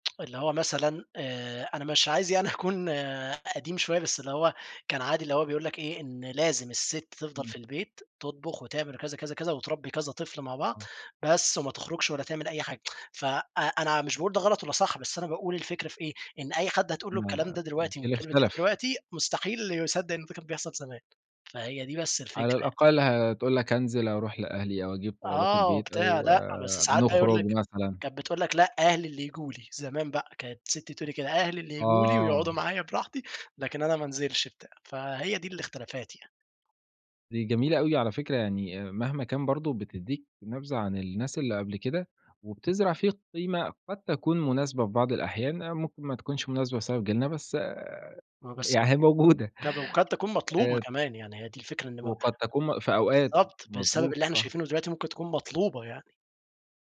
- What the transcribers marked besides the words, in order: laughing while speaking: "أكون"; tsk; unintelligible speech; tapping
- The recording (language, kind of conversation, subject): Arabic, podcast, إزاي تخلّي وقت العيلة يبقى ليه قيمة بجد؟